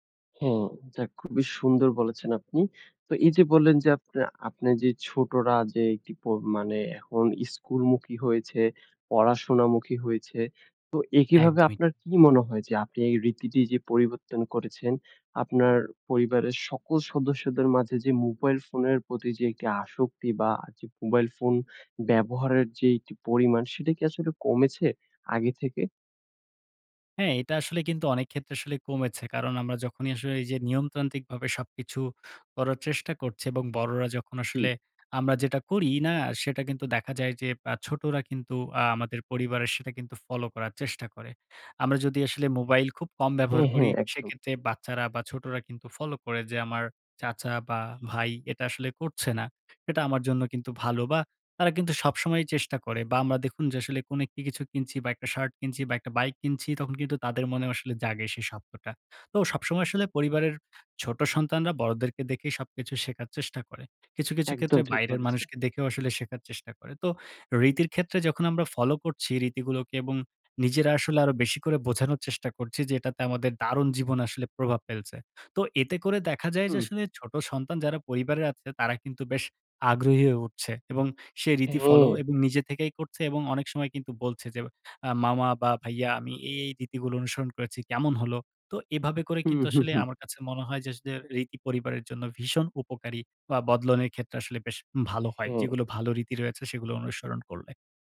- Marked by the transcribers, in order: other background noise
- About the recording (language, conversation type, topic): Bengali, podcast, আপনি কি আপনার পরিবারের কোনো রীতি বদলেছেন, এবং কেন তা বদলালেন?